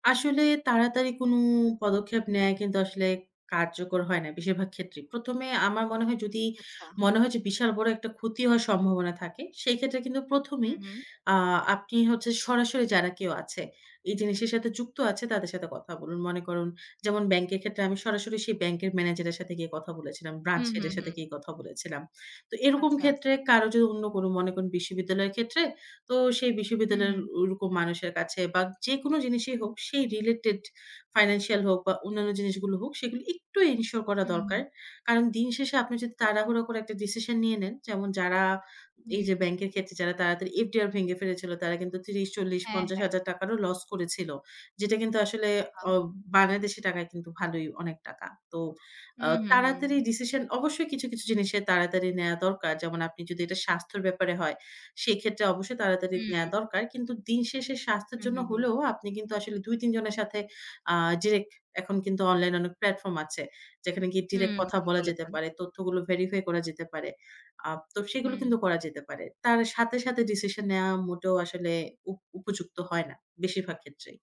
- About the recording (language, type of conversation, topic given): Bengali, podcast, অনলাইনে কোনো খবর দেখলে আপনি কীভাবে সেটির সত্যতা যাচাই করেন?
- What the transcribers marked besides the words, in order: other background noise; tapping